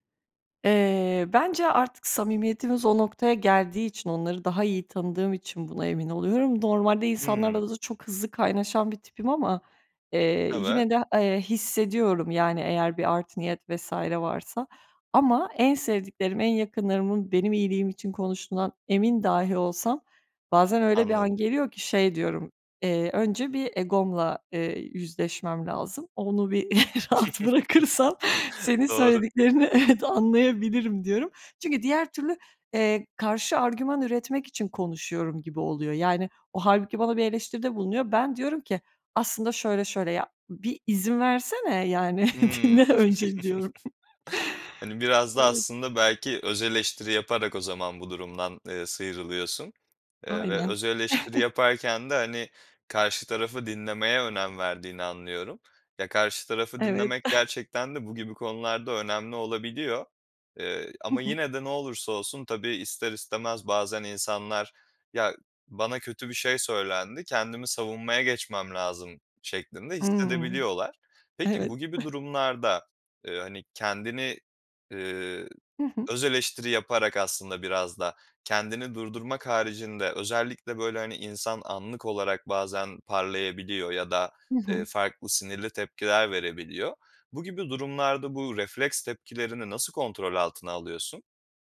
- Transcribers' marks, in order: laughing while speaking: "rahat bırakırsam"; chuckle; chuckle; laughing while speaking: "dinle"; chuckle; chuckle; chuckle
- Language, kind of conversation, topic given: Turkish, podcast, Eleştiri alırken nasıl tepki verirsin?